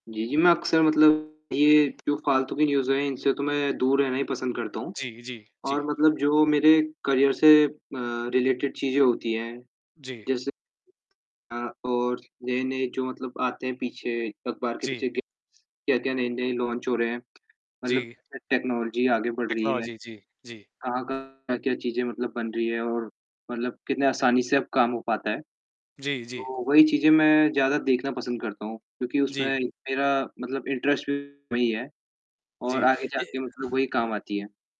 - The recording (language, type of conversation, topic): Hindi, unstructured, आपके हिसाब से खबरों का हमारे मूड पर कितना असर होता है?
- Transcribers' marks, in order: static; distorted speech; in English: "न्यूज़"; in English: "करियर"; in English: "रिलेटेड"; tapping; in English: "लॉन्च"; in English: "टेक्नोलॉजी"; in English: "टेक्नोलॉजी"; in English: "इंटरेस्ट"; other background noise